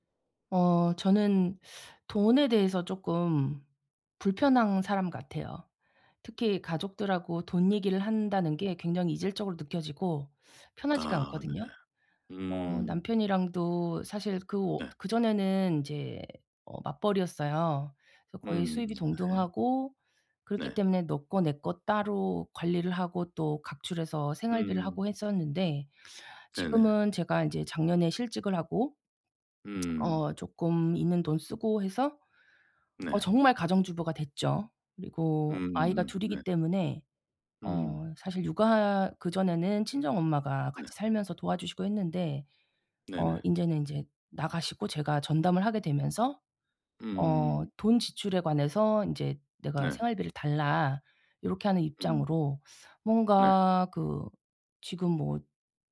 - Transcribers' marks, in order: lip smack
- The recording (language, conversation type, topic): Korean, advice, 가족과 돈 이야기를 편하게 시작하려면 어떻게 해야 할까요?